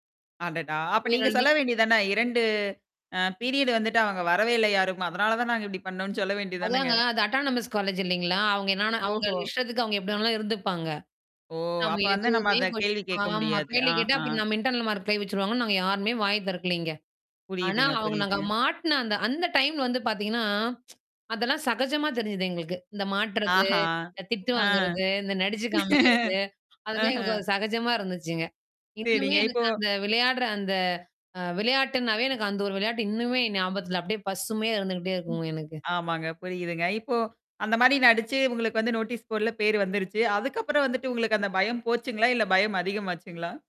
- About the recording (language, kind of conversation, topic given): Tamil, podcast, நண்பர்களுடன் விளையாடிய போது உங்களுக்கு மிகவும் பிடித்த ஒரு நினைவை பகிர முடியுமா?
- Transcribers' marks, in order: in English: "பீரியடு்"; in English: "அட்டானமிஸ் காலேஜ்"; distorted speech; drawn out: "ஓ!"; unintelligible speech; drawn out: "ஆமா"; in English: "இன்டர்னல் மார்க்ல"; drawn out: "பார்த்தீங்கன்னா"; tsk; laugh; background speech; other noise; in English: "நோட்டீஸ் போட்ல"